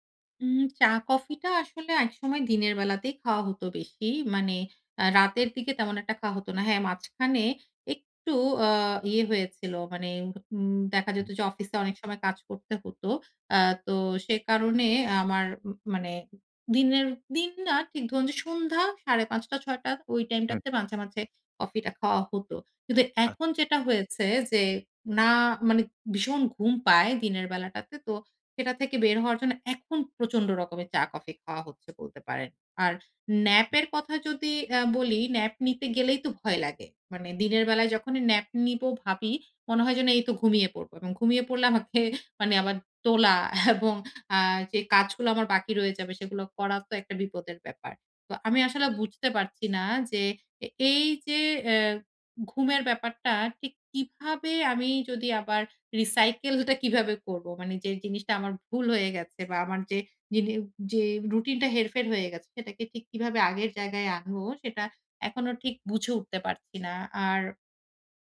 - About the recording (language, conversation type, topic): Bengali, advice, সকালে খুব তাড়াতাড়ি ঘুম ভেঙে গেলে এবং রাতে আবার ঘুমাতে না পারলে কী করব?
- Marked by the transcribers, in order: tapping; tongue click; in English: "nap"; in English: "nap"; in English: "nap"; laughing while speaking: "আমাকে আবার তোলা এবং"